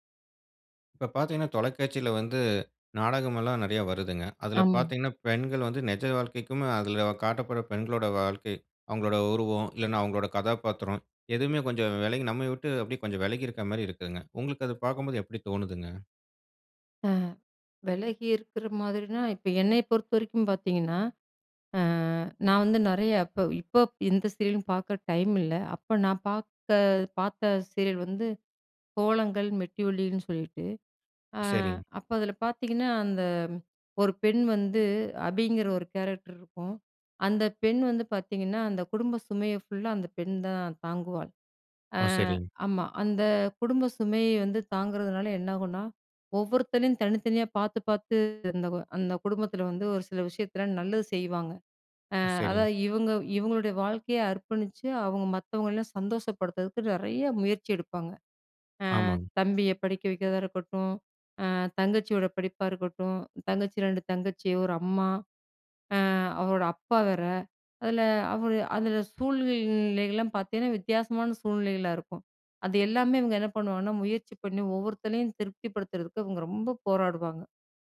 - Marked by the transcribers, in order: other background noise; in English: "கேரக்டர்"; in English: "ஃபுல்லா"
- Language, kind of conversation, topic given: Tamil, podcast, நீங்கள் பார்க்கும் தொடர்கள் பெண்களை எப்படிப் பிரதிபலிக்கின்றன?